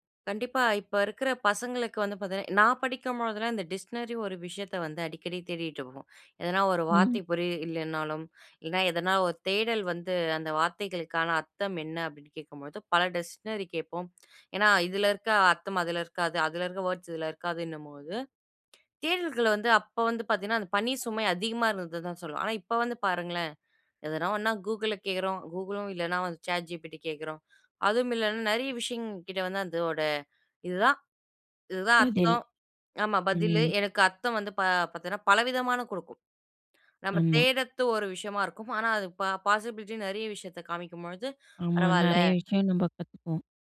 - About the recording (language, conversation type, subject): Tamil, podcast, பணியும் தனிப்பட்ட வாழ்க்கையும் டிஜிட்டல் வழியாக கலந்துபோகும்போது, நீங்கள் எல்லைகளை எப்படி அமைக்கிறீர்கள்?
- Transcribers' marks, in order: in English: "டிக்ஷ்னரி"; in English: "டிக்ஷ்னரி"; in English: "வோர்ட்ஸ்"; "தேடுறது" said as "தேடத்து"; in English: "பாசிபிலிட்டி"